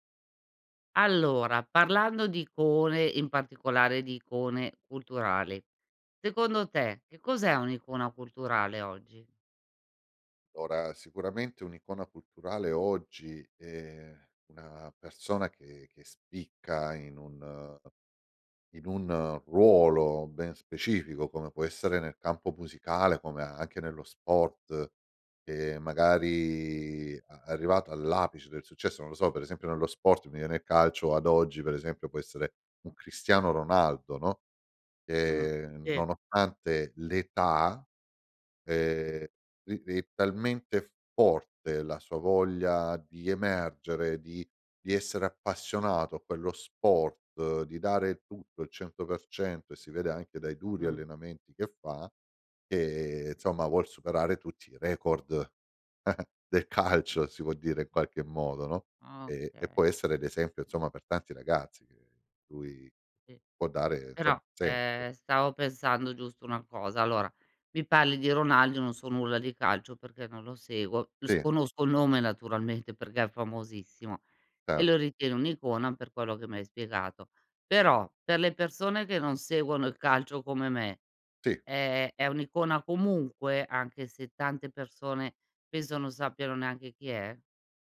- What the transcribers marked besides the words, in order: "Allora" said as "lora"; chuckle; laughing while speaking: "del calcio"; "insomma" said as "zom"; unintelligible speech
- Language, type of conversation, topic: Italian, podcast, Secondo te, che cos’è un’icona culturale oggi?